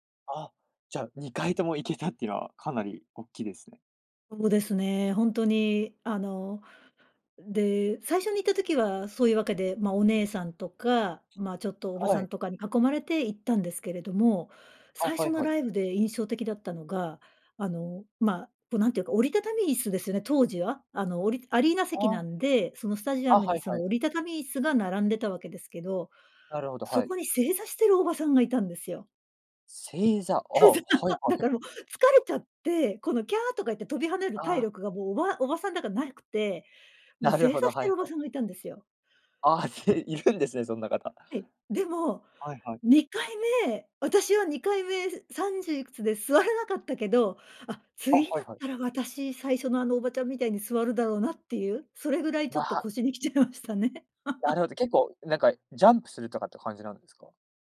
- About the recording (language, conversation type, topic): Japanese, podcast, 自分の人生を表すプレイリストはどんな感じですか？
- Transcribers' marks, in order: other background noise; tapping; unintelligible speech; laugh; laughing while speaking: "はい はい"; laughing while speaking: "なるほど"; laughing while speaking: "て いるんですね。そんな方"; laughing while speaking: "来ちゃいましたね"; chuckle